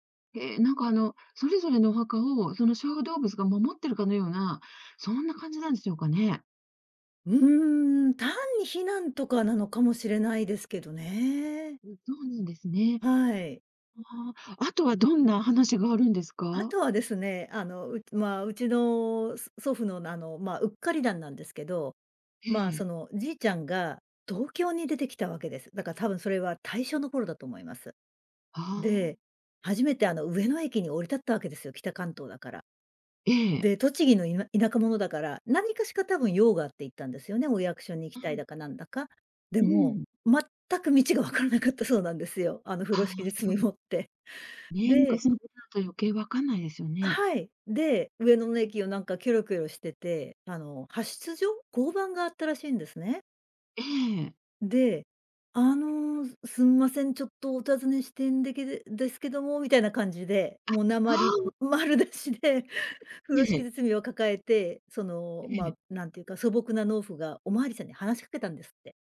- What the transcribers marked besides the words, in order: tapping; laughing while speaking: "分からなかった"; other background noise; put-on voice: "あの、すんません、ちょっとお尋ねしてんでけで ですけども"; laughing while speaking: "丸出しで"
- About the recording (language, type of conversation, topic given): Japanese, podcast, 祖父母から聞いた面白い話はありますか？